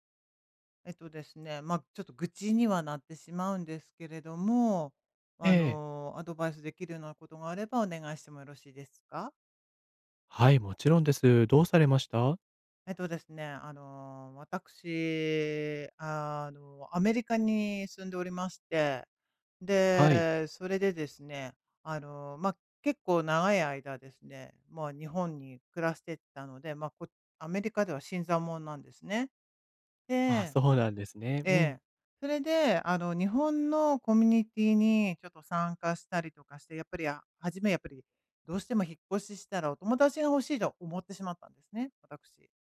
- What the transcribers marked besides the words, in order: none
- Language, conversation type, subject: Japanese, advice, 批判されたとき、自分の価値と意見をどのように切り分けますか？